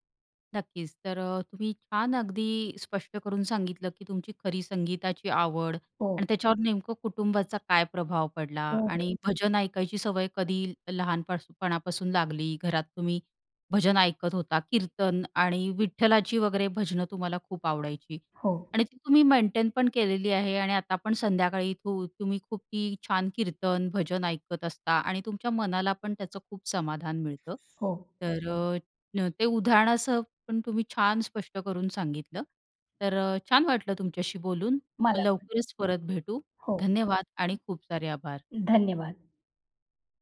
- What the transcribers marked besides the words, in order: other background noise; tapping
- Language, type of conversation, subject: Marathi, podcast, तुमच्या संगीताच्या आवडीवर कुटुंबाचा किती आणि कसा प्रभाव पडतो?